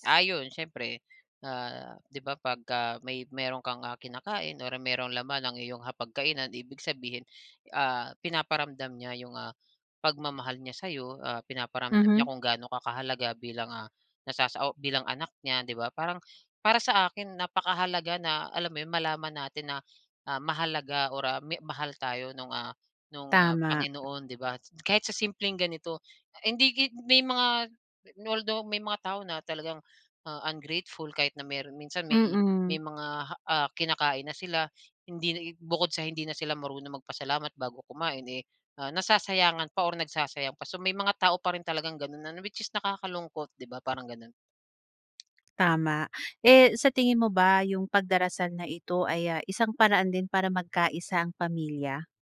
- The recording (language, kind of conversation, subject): Filipino, podcast, Ano ang kahalagahan sa inyo ng pagdarasal bago kumain?
- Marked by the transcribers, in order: other background noise